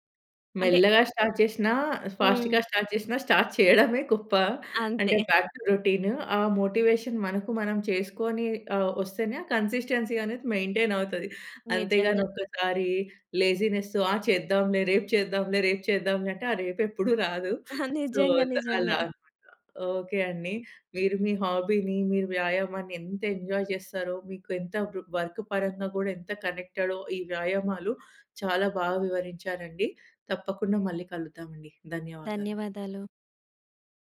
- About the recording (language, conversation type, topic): Telugu, podcast, బిజీ రోజువారీ కార్యాచరణలో హాబీకి సమయం ఎలా కేటాయిస్తారు?
- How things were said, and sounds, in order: in English: "స్టార్ట్"; in English: "ఫాస్ట్‌గా స్టార్ట్"; in English: "స్టార్ట్"; in English: "బ్యాక్ టు రొటీన్"; in English: "మోటివేషన్"; in English: "కన్సిస్టెన్సీ"; in English: "మెయింటైన్"; in English: "లేజీనెస్"; laughing while speaking: "నిజంగా. నిజంగా"; in English: "సో"; in English: "ఎంజాయ్"; in English: "వర్క్"